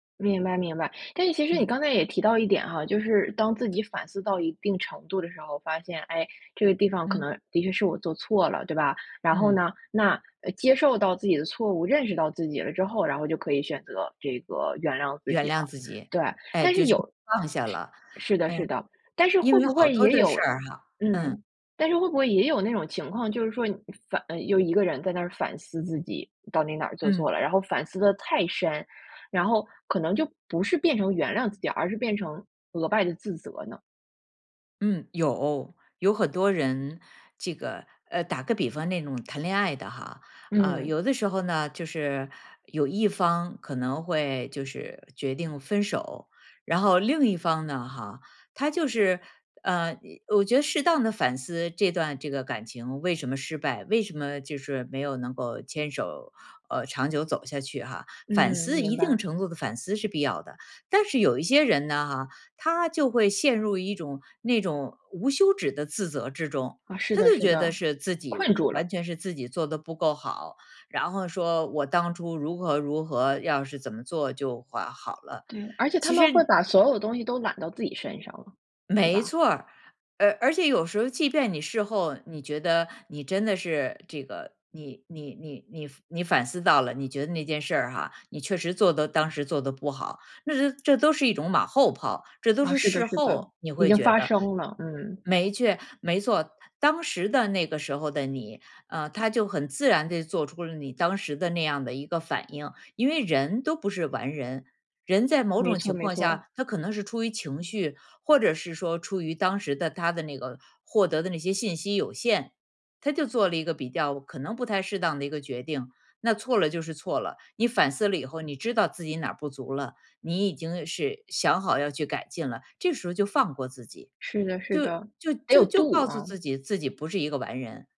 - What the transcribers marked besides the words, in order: stressed: "太"; stressed: "困"; "会" said as "划"; "错" said as "缺"
- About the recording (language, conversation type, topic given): Chinese, podcast, 什么时候该反思，什么时候该原谅自己？